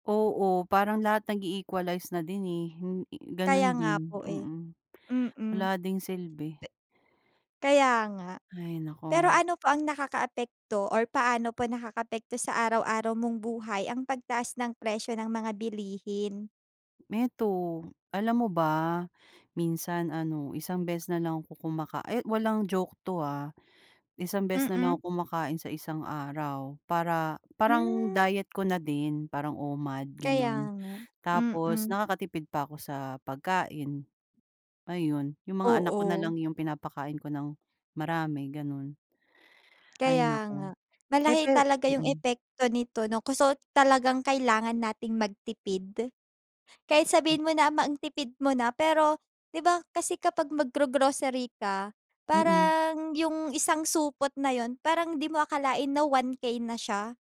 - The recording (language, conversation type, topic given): Filipino, unstructured, Ano ang masasabi mo tungkol sa pagtaas ng presyo ng mga bilihin?
- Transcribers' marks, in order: other background noise; tapping; "Eto" said as "meto"; "kaso" said as "kuso"